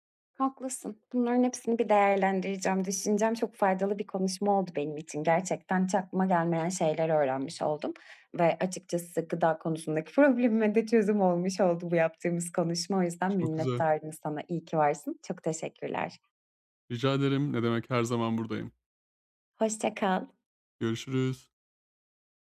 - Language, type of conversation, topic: Turkish, advice, Düzenli bir uyku rutini nasıl oluşturup sabahları daha enerjik uyanabilirim?
- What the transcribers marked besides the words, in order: other background noise